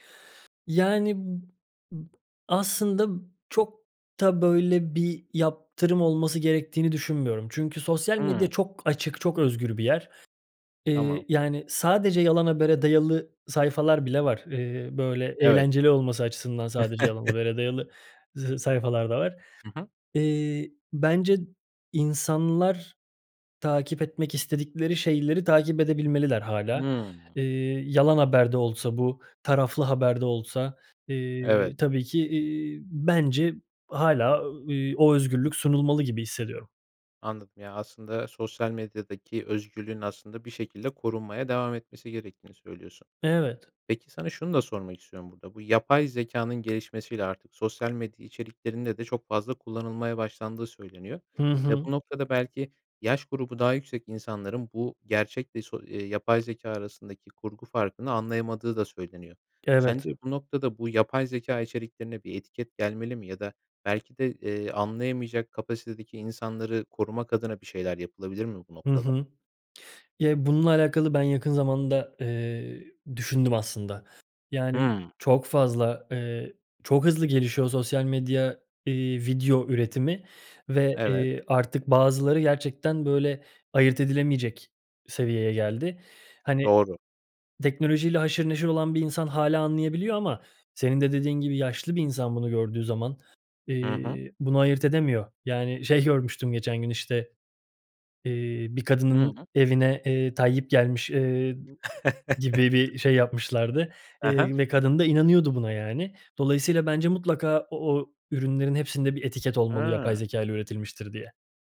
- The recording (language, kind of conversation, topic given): Turkish, podcast, Sosyal medyada gerçeklik ile kurgu arasındaki çizgi nasıl bulanıklaşıyor?
- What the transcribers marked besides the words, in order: chuckle; other background noise; chuckle